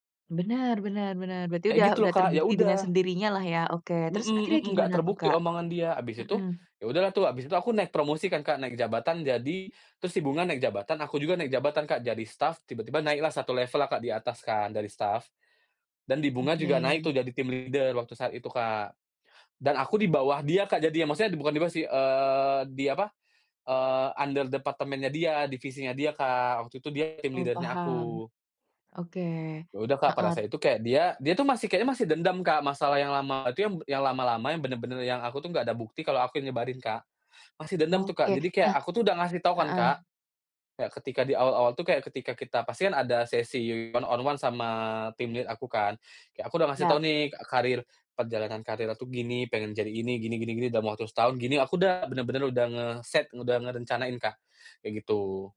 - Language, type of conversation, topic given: Indonesian, podcast, Bagaimana kamu bisa tetap menjadi diri sendiri di kantor?
- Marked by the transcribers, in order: in English: "team leader"; in English: "under"; in English: "team leader-nya"; tapping; in English: "one-on-one"; in English: "team lead"